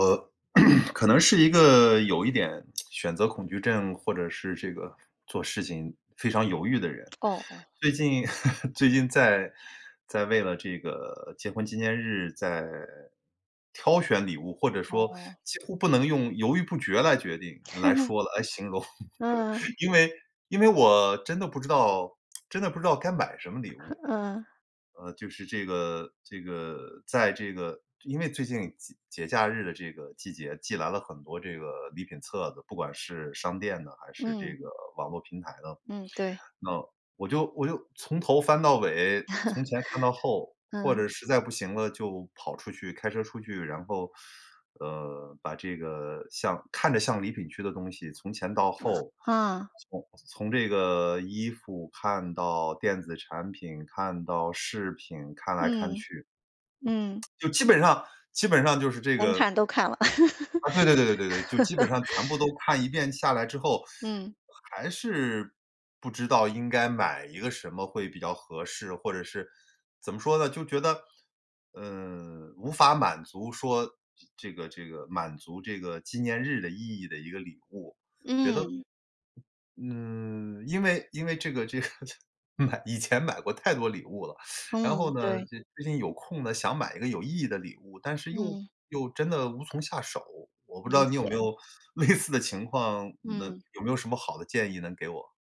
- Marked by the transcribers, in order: throat clearing; tsk; other background noise; laugh; chuckle; laugh; tapping; chuckle; chuckle; teeth sucking; chuckle; tsk; laugh; laughing while speaking: "这 买"; laughing while speaking: "类似"
- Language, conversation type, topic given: Chinese, advice, 我该怎么挑选既合适又有意义的礼物？